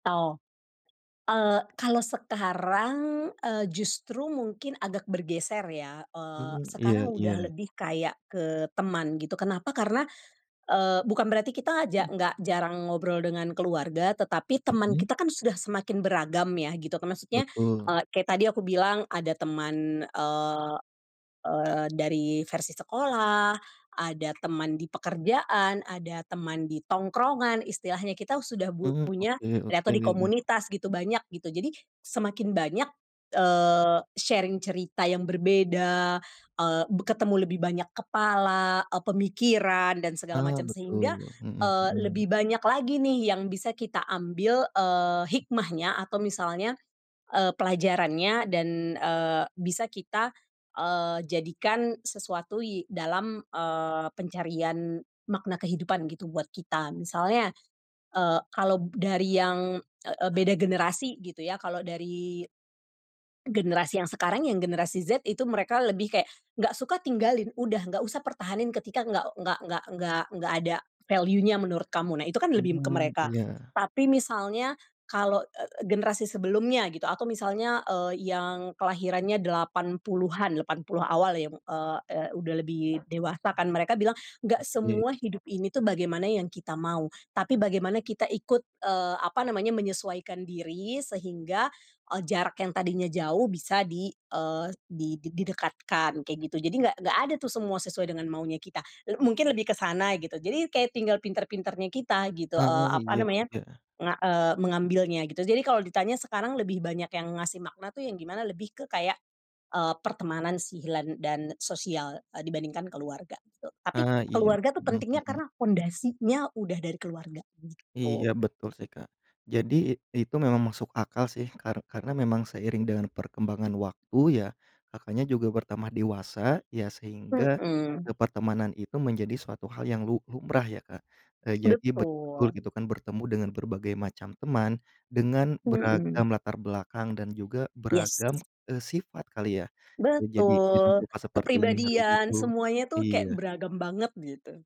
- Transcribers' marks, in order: unintelligible speech; unintelligible speech; in English: "sharing"; in English: "valuenya"; other background noise
- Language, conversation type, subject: Indonesian, podcast, Apa peran teman dan keluarga dalam pencarian makna hidupmu?